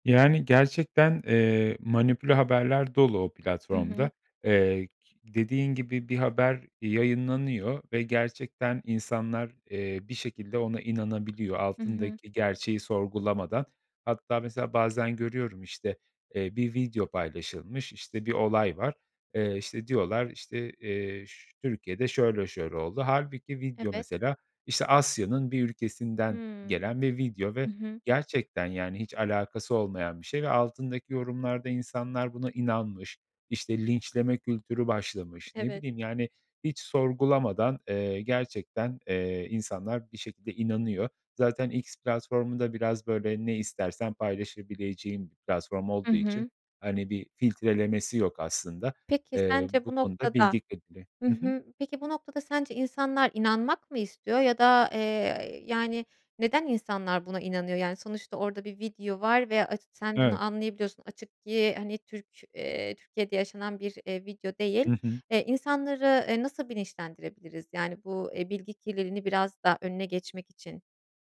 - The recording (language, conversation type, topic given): Turkish, podcast, İnternetten haberleri nasıl takip ediyorsun ve hangi kaynaklara güveniyorsun?
- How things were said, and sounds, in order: other background noise